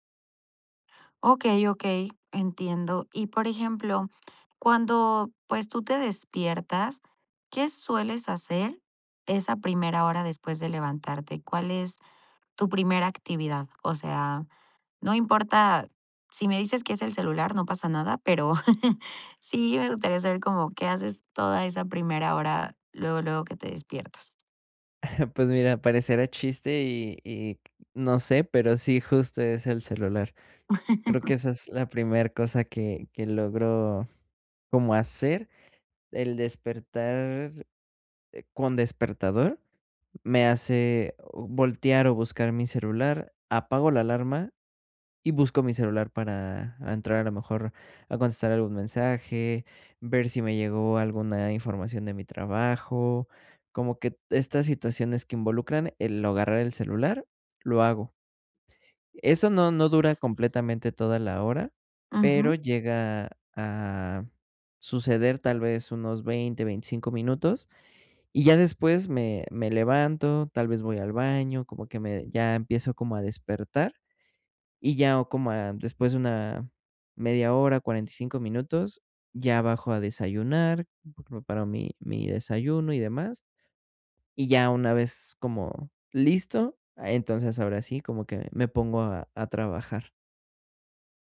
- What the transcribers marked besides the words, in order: chuckle; chuckle; tapping; laugh; other background noise; "agarrar" said as "ogarrar"
- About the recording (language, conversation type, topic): Spanish, advice, ¿Cómo puedo despertar con más energía por las mañanas?